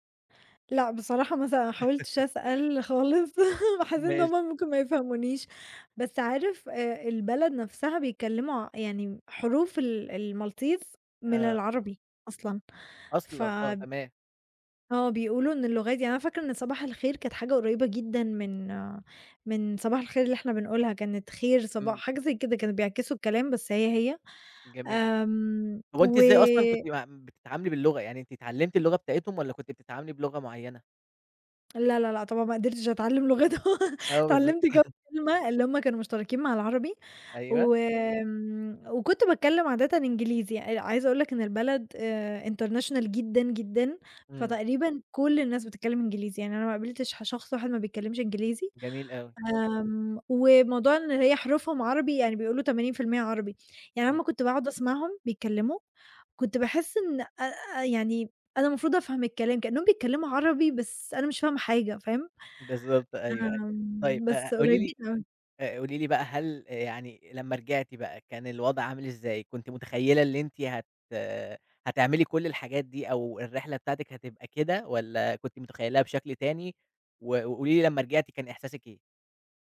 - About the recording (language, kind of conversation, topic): Arabic, podcast, احكيلي عن مغامرة سفر ما هتنساها أبدًا؟
- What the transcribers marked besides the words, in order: laugh; chuckle; laughing while speaking: "ما حسّيت إن هُم ممكن ما يفهمونيش"; in English: "الMaltese"; laughing while speaking: "لغتهم"; laugh; chuckle; in English: "international"; other background noise